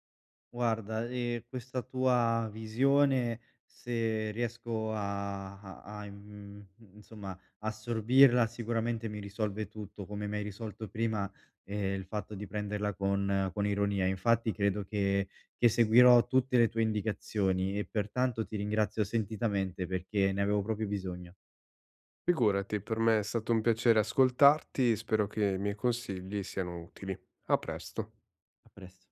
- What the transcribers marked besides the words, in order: "proprio" said as "propio"; "Figurati" said as "igurati"; "stato" said as "sato"
- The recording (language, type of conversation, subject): Italian, advice, Come posso accettare i miei errori nelle conversazioni con gli altri?